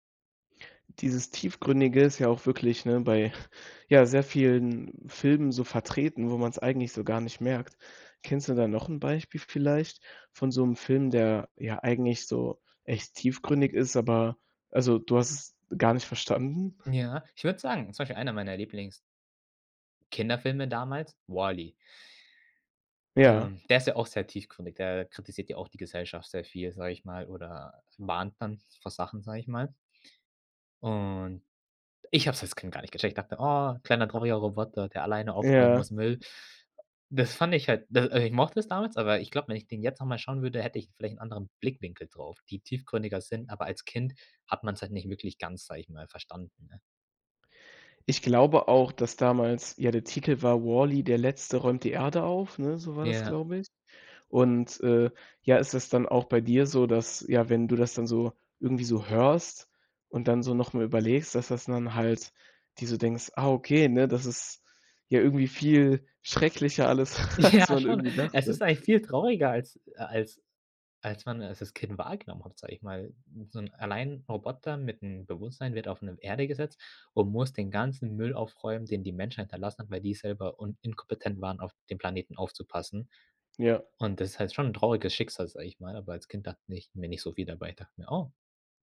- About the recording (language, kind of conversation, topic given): German, podcast, Welche Filme schaust du dir heute noch aus nostalgischen Gründen an?
- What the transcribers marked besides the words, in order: chuckle; drawn out: "Und"; laughing while speaking: "als"; laughing while speaking: "Ja, schon"